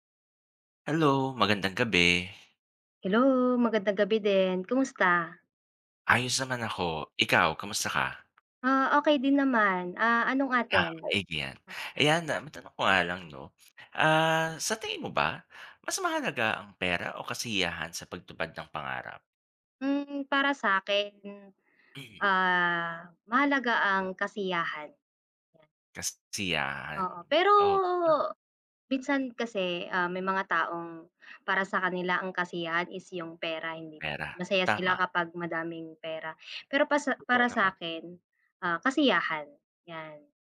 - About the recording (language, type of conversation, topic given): Filipino, unstructured, Sa tingin mo ba, mas mahalaga ang pera o ang kasiyahan sa pagtupad ng pangarap?
- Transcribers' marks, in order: drawn out: "pero"; unintelligible speech; tapping